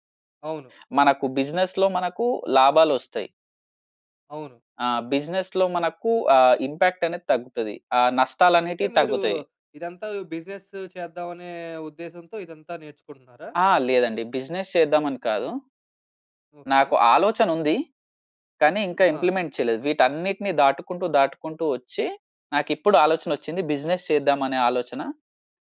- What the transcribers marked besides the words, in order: other background noise; in English: "బిజినెస్‌లో"; in English: "బిజినెస్‌లో"; in English: "ఇంపాక్ట్"; in English: "బిజినెస్సు"; in English: "బిజినెస్"; in English: "ఇంప్లిమెంట్"; in English: "బిజినెస్"
- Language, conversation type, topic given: Telugu, podcast, కెరీర్ మార్పు గురించి ఆలోచించినప్పుడు మీ మొదటి అడుగు ఏమిటి?